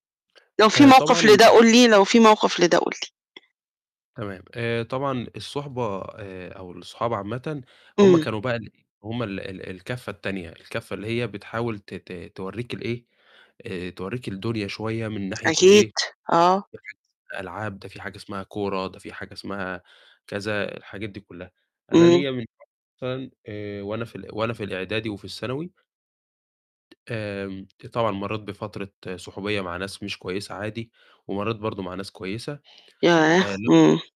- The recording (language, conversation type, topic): Arabic, podcast, إيه دور الصحبة والعيلة في تطوّرك؟
- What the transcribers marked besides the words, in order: tapping; distorted speech